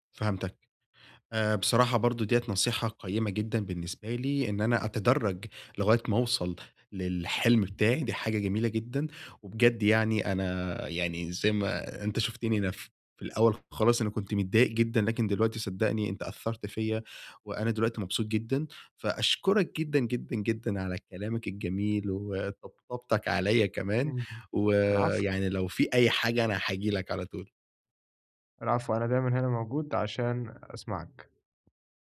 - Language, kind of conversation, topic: Arabic, advice, إزاي أتعامل مع إنّي سيبت أمل في المستقبل كنت متعلق بيه؟
- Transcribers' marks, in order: none